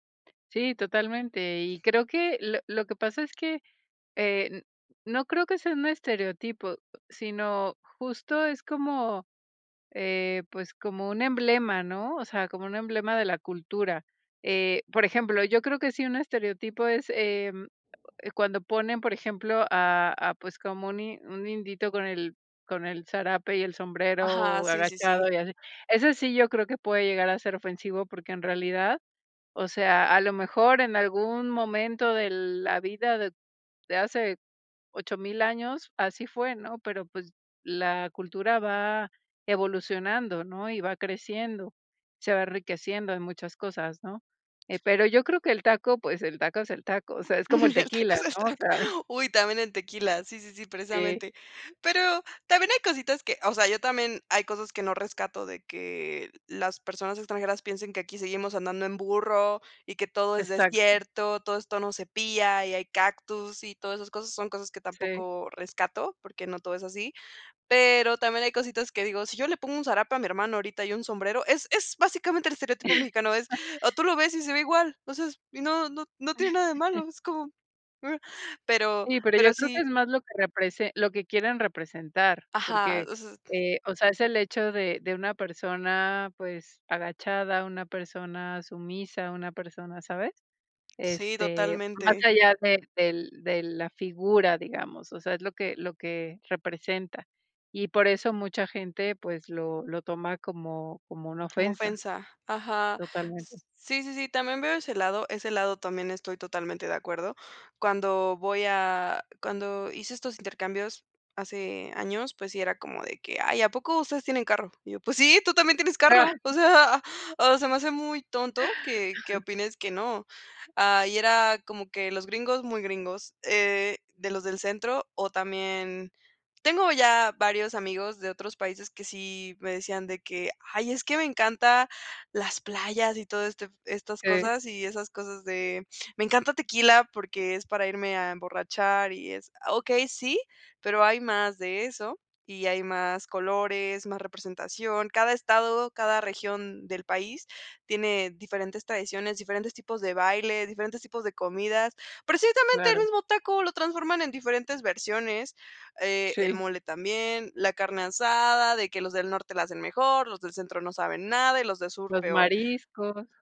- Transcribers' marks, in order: chuckle; laughing while speaking: "El taco es el taco"; chuckle; laugh; other noise; laugh; anticipating: "tú también tienes"; chuckle
- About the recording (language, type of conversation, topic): Spanish, podcast, ¿Qué gestos son típicos en tu cultura y qué expresan?